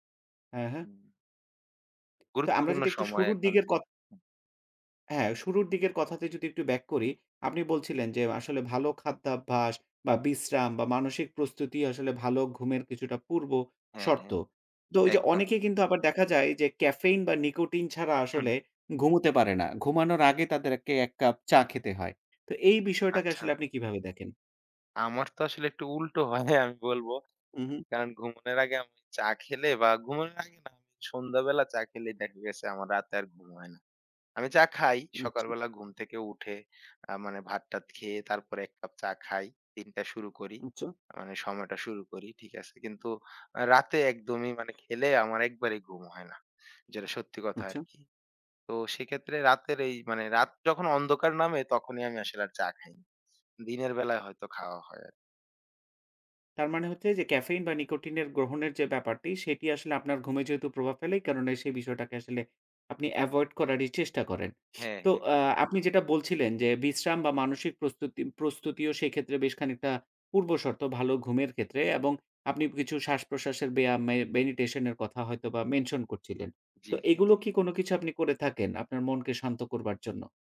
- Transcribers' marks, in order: tapping; laughing while speaking: "হয় আমি বলব"; lip smack
- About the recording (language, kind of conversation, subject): Bengali, podcast, ভালো ঘুমের জন্য আপনার সহজ টিপসগুলো কী?